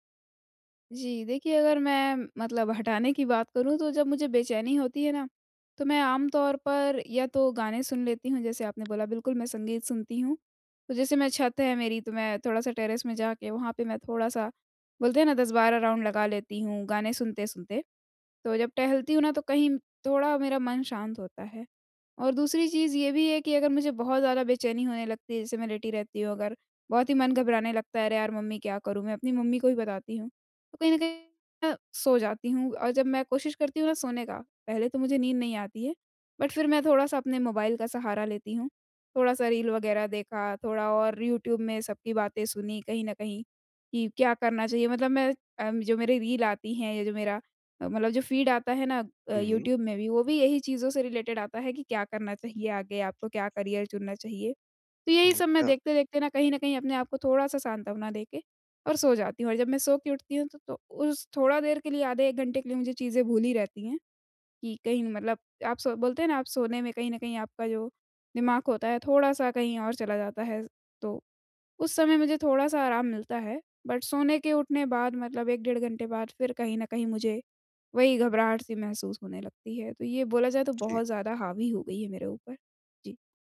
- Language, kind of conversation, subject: Hindi, advice, घर पर आराम करते समय बेचैनी या घबराहट क्यों होती है?
- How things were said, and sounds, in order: in English: "टेरेस"; in English: "राउंड"; in English: "बट"; in English: "फीड"; tapping; in English: "रिलेटेड"; other background noise; in English: "करियर"; in English: "बट"